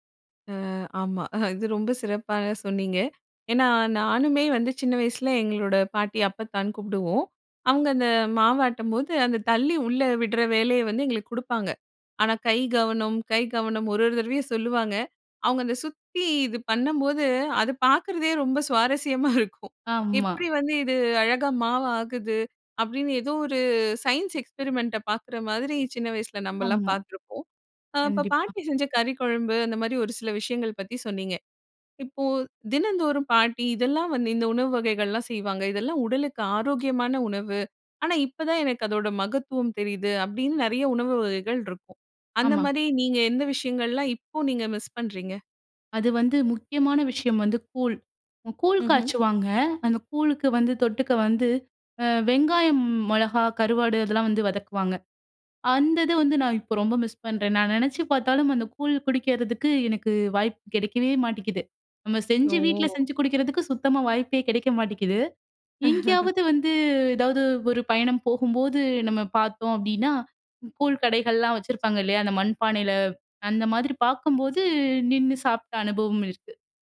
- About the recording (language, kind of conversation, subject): Tamil, podcast, பாட்டி சமையல் செய்யும்போது உங்களுக்கு மறக்க முடியாத பரபரப்பான சம்பவம் ஒன்றைச் சொல்ல முடியுமா?
- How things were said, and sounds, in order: chuckle; in English: "சயின்ஸ் எக்ஸ்பெரிமெண்ட்ட"; in English: "மிஸ்"; chuckle